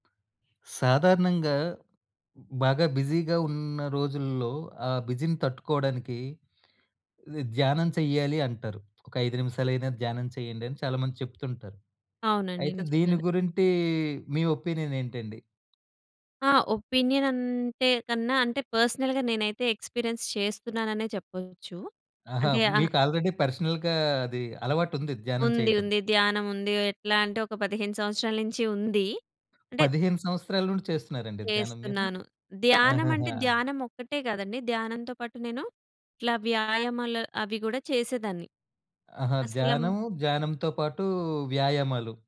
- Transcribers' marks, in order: in English: "బిజీగా"; in English: "బిజీని"; "గురించి" said as "గురింటి"; in English: "ఒపీనియన్"; in English: "పర్సనల్‌గా"; in English: "ఎక్స్‌పీరియెన్స్"; in English: "ఆల్రెడీ పర్సనల్‌గా"; other background noise
- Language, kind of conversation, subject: Telugu, podcast, బిజీ రోజుల్లో ఐదు నిమిషాల ధ్యానం ఎలా చేయాలి?